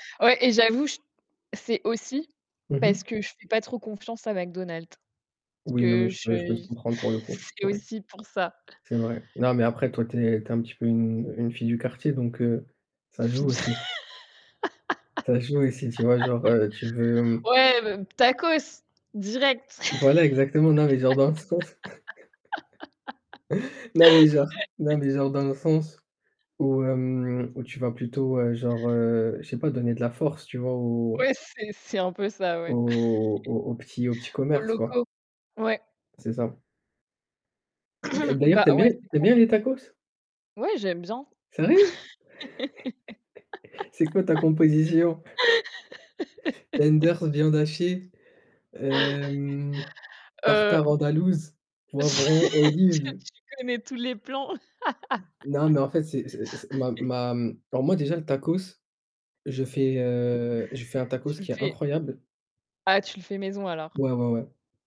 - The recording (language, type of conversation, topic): French, unstructured, Penses-tu que les publicités pour la malbouffe sont trop agressives ?
- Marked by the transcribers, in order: static; laugh; laughing while speaking: "sens"; chuckle; laugh; chuckle; distorted speech; other background noise; throat clearing; surprised: "Sérieux ?"; chuckle; laugh; drawn out: "hem"; chuckle; laugh; laughing while speaking: "Tu tu connais tous les plans"; laugh